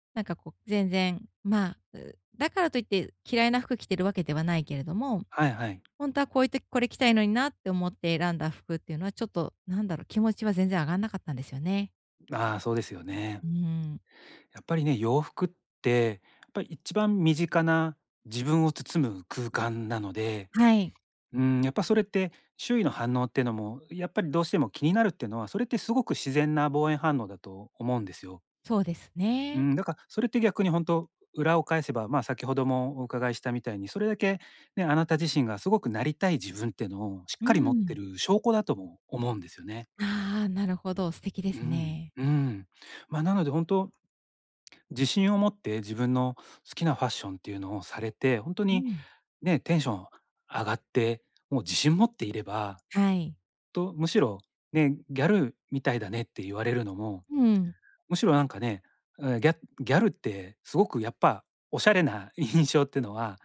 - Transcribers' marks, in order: other background noise; tapping; laughing while speaking: "印象ってのは"
- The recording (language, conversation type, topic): Japanese, advice, 他人の目を気にせず服を選ぶにはどうすればよいですか？